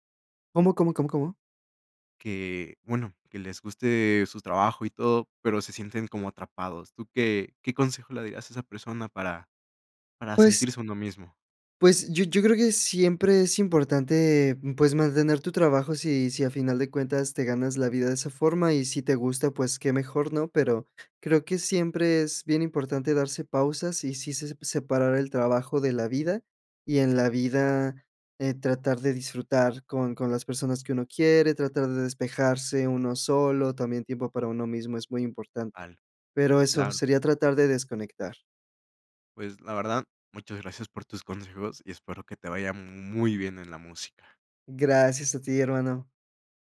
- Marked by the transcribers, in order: none
- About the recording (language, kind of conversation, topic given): Spanish, podcast, ¿Qué parte de tu trabajo te hace sentir más tú mismo?
- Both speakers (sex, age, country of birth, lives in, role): male, 20-24, Mexico, Mexico, guest; male, 20-24, Mexico, Mexico, host